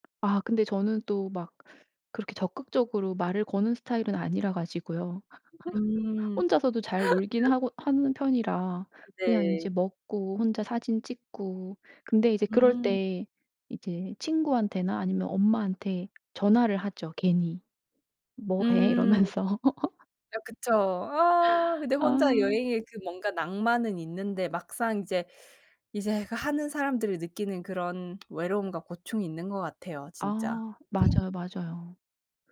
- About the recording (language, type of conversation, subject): Korean, podcast, 혼자 여행할 때 외로움은 어떻게 달래세요?
- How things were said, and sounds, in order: tapping; laugh; laughing while speaking: "이러면서"; laugh; other noise